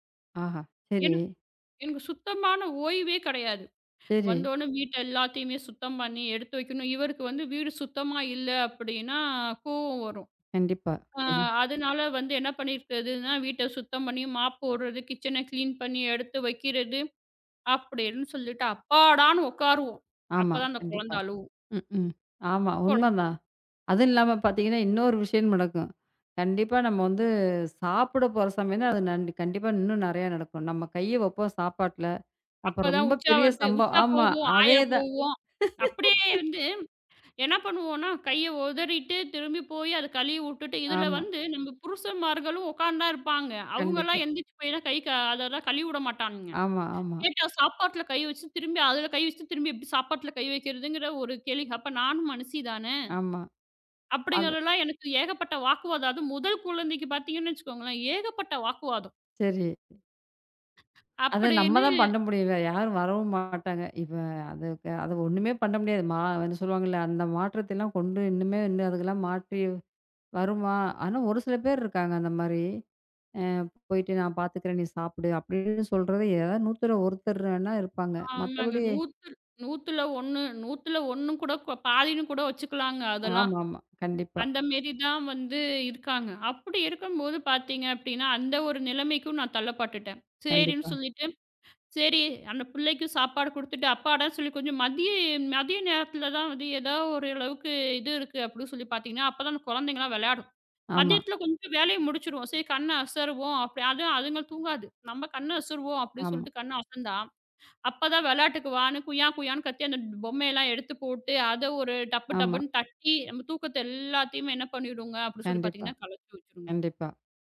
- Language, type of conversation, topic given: Tamil, podcast, ஒரு புதிதாகப் பிறந்த குழந்தை வந்தபிறகு உங்கள் வேலை மற்றும் வீட்டின் அட்டவணை எப்படி மாற்றமடைந்தது?
- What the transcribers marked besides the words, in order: other noise; background speech; unintelligible speech; in English: "கிச்சன கிளீன்"; other background noise; laugh; "மாரி" said as "மேரி"